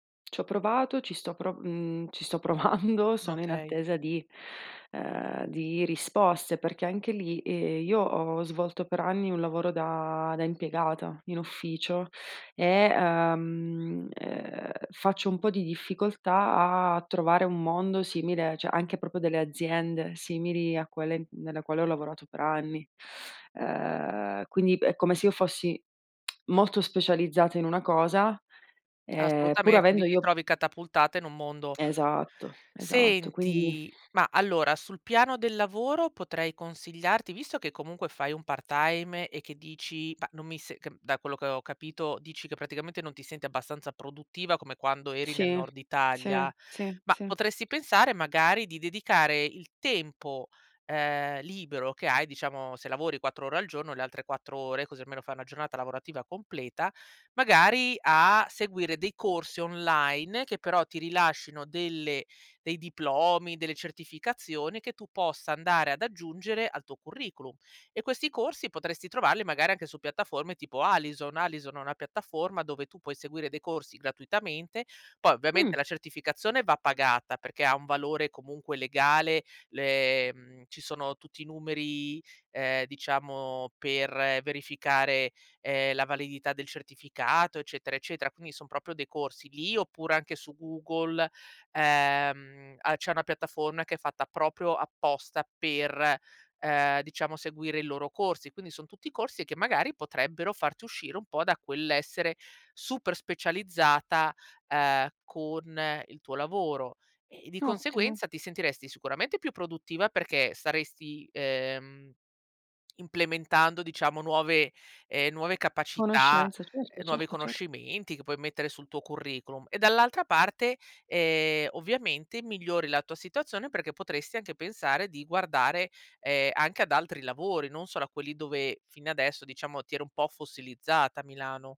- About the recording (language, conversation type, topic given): Italian, advice, Come posso affrontare la sensazione di essere perso e senza scopo dopo un trasferimento importante?
- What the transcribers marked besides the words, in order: laughing while speaking: "ci sto provando"; "cioè" said as "ceh"; "proprio" said as "propio"; other background noise